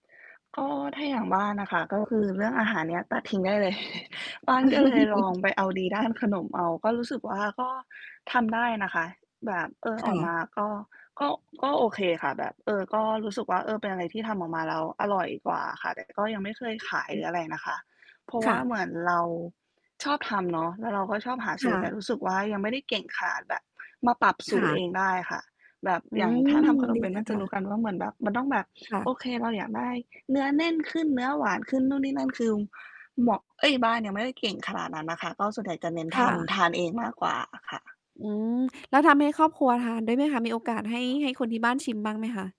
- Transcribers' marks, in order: chuckle; distorted speech; other noise
- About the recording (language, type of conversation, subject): Thai, unstructured, คุณอยากมีทักษะทำอาหารให้อร่อย หรืออยากปลูกผักให้เจริญงอกงามมากกว่ากัน?